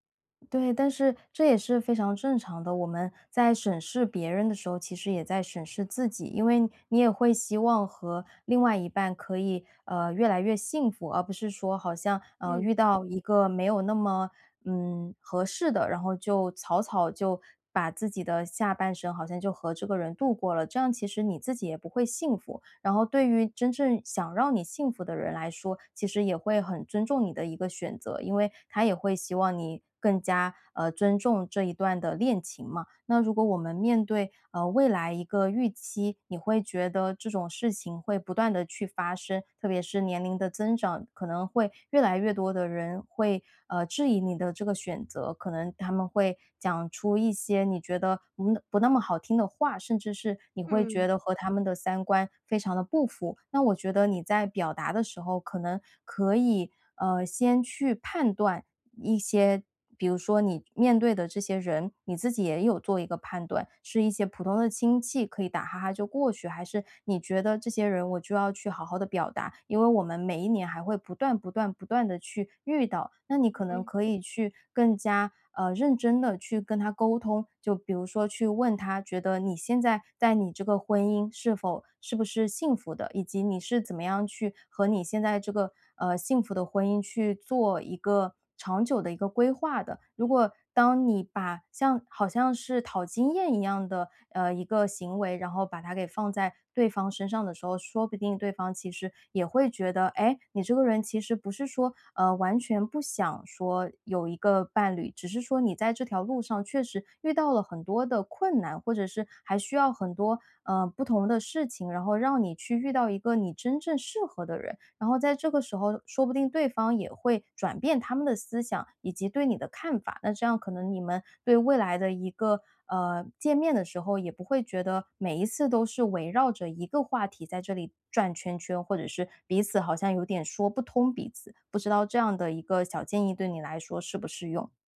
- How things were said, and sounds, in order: none
- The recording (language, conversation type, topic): Chinese, advice, 如何在家庭传统与个人身份之间的冲突中表达真实的自己？